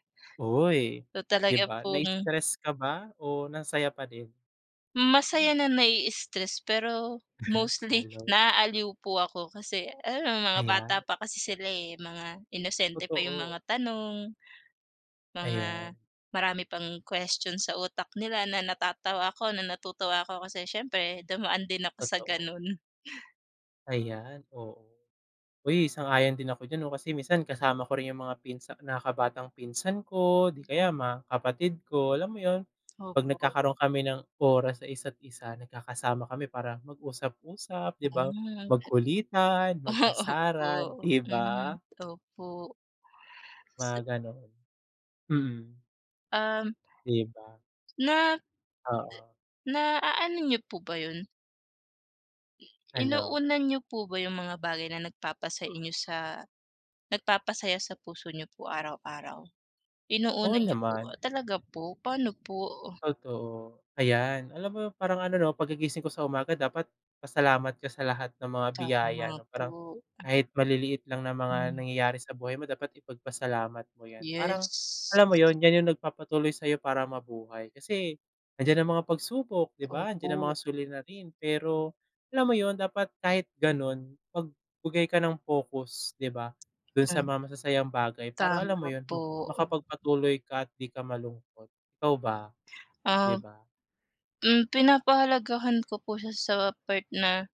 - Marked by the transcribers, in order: chuckle; laugh; laughing while speaking: "Opo"; other noise; tapping
- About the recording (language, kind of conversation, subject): Filipino, unstructured, Ano ang isang bagay na nagpapasaya sa puso mo?